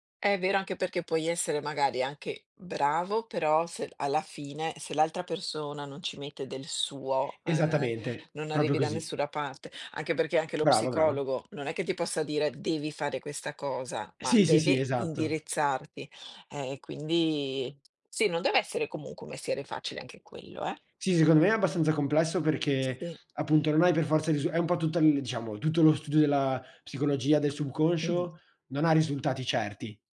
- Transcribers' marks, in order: other background noise
- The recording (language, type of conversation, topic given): Italian, unstructured, Qual è stato il momento più soddisfacente in cui hai messo in pratica una tua abilità?